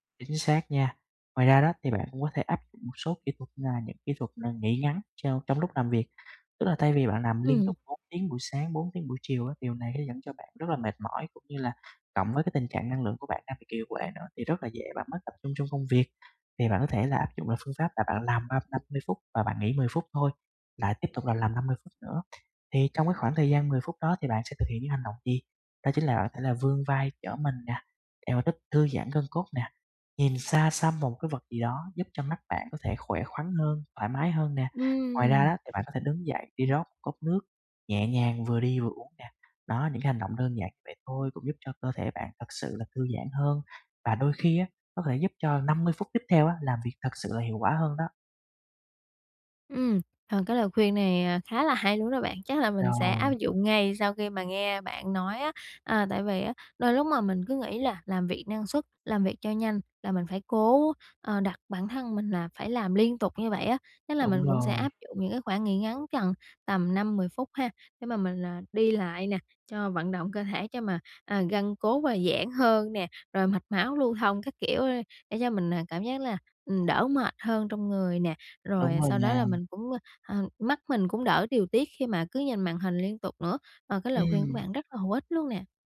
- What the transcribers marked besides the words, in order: tapping; other background noise; "thể" said as "hể"
- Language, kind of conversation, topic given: Vietnamese, advice, Làm sao để nạp lại năng lượng hiệu quả khi mệt mỏi và bận rộn?